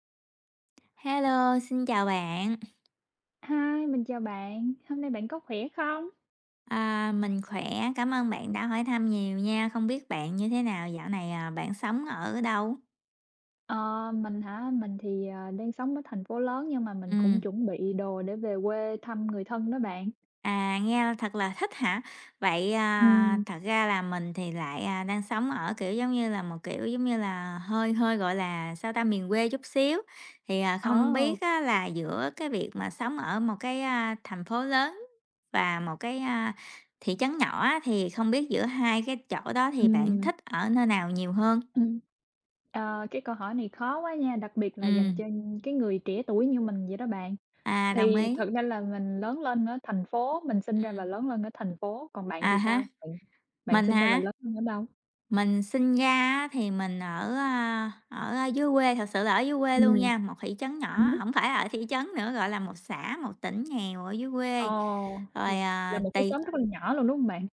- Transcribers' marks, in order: tapping; other background noise
- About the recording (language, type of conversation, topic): Vietnamese, unstructured, Bạn thích sống ở thành phố lớn hay ở thị trấn nhỏ hơn?